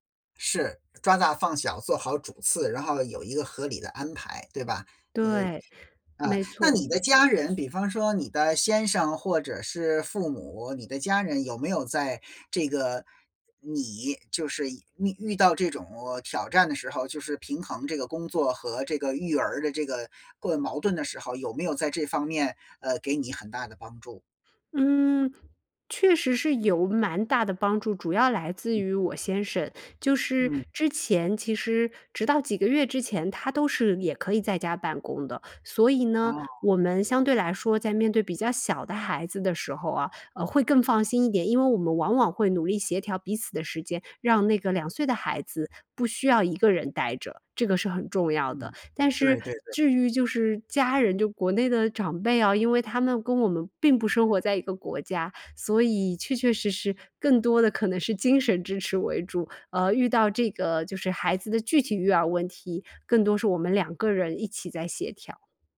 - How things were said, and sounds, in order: other background noise; other noise
- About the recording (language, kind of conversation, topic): Chinese, podcast, 遇到孩子或家人打扰时，你通常会怎么处理？